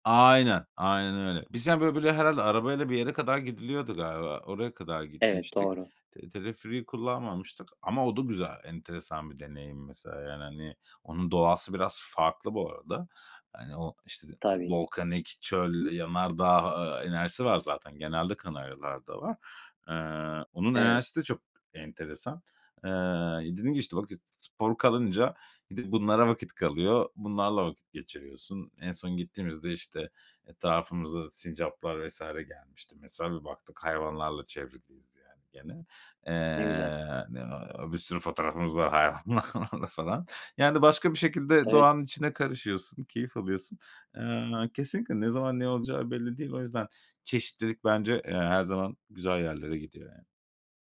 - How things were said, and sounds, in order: tapping; laughing while speaking: "hayvanlarla falan"
- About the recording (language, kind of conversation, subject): Turkish, podcast, Planların hava durumu yüzünden altüst olduğunda ne yaptın?